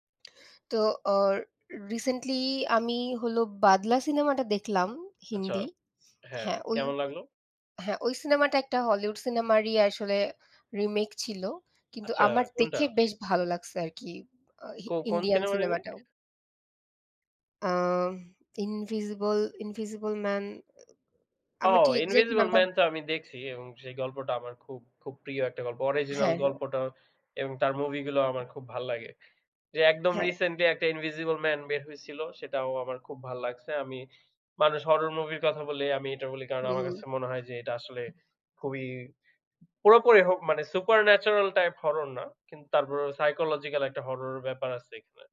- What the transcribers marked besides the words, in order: other background noise; in English: "supernatural type horror"; in English: "psychological"
- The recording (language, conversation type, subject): Bengali, unstructured, সিনেমার গল্পগুলো কেন বেশিরভাগ সময় গতানুগতিক হয়ে যায়?